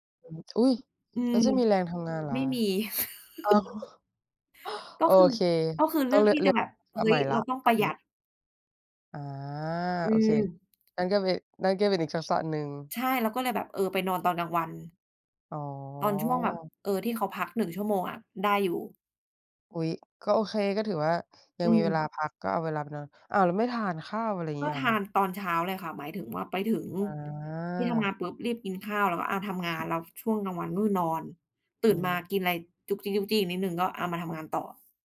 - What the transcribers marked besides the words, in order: tapping; other noise; chuckle; lip smack; other background noise
- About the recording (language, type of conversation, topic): Thai, unstructured, มีทักษะอะไรที่คุณอยากเรียนรู้เพิ่มเติมไหม?
- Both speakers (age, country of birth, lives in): 20-24, Thailand, Thailand; 30-34, Thailand, Thailand